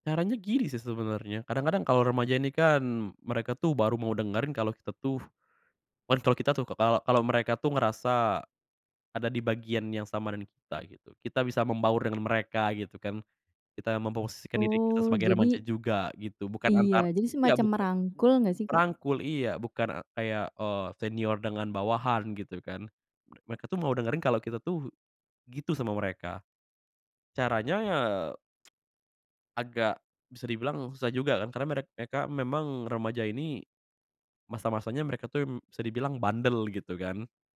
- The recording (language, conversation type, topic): Indonesian, podcast, Bagaimana sebaiknya kita mengatur waktu layar untuk anak dan remaja?
- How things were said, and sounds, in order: tapping; other background noise